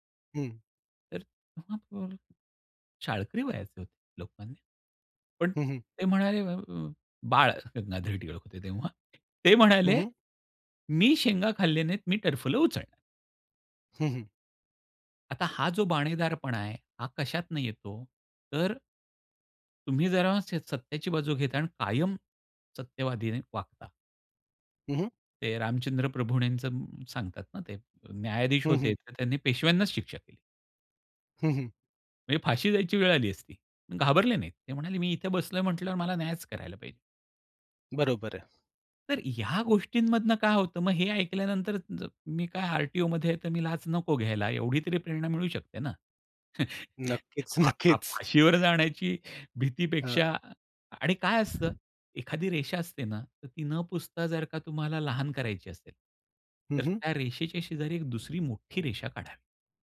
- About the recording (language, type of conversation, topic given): Marathi, podcast, लोकांना प्रेरणा देणारी कथा तुम्ही कशी सांगता?
- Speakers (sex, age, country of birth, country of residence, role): male, 45-49, India, India, host; male, 50-54, India, India, guest
- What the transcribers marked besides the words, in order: unintelligible speech; tapping; laughing while speaking: "गंगाधर"; other background noise; chuckle; laughing while speaking: "नक्कीच"; laughing while speaking: "फा फा फाशीवर जाण्याची भीतीपेक्षा"; chuckle